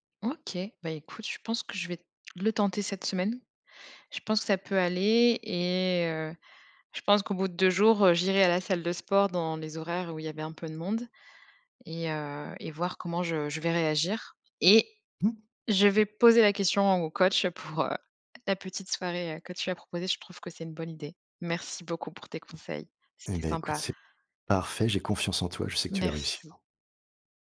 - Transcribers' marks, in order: stressed: "Et"
- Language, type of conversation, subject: French, advice, Comment gérer l’anxiété à la salle de sport liée au regard des autres ?